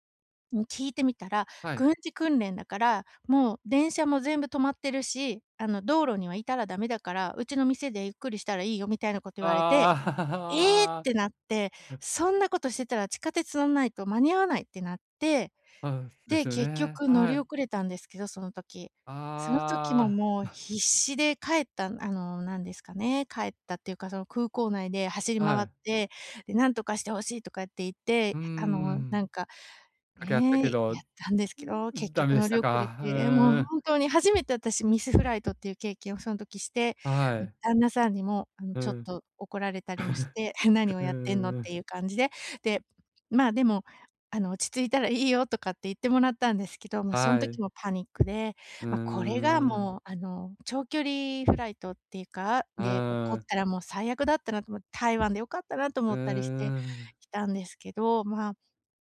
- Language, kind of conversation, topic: Japanese, advice, 旅先でトラブルが起きたとき、どう対処すればよいですか？
- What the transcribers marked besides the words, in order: laugh; chuckle; groan; other noise; chuckle